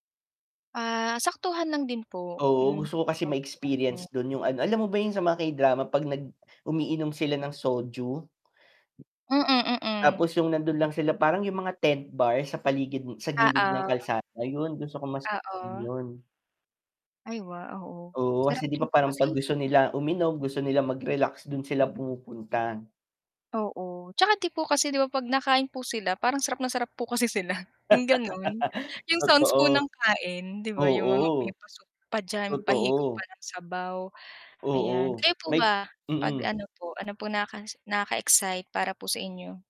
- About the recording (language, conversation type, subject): Filipino, unstructured, Saan mo gustong pumunta kung magkakaroon ka ng pagkakataon?
- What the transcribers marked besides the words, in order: distorted speech; other background noise; static; laugh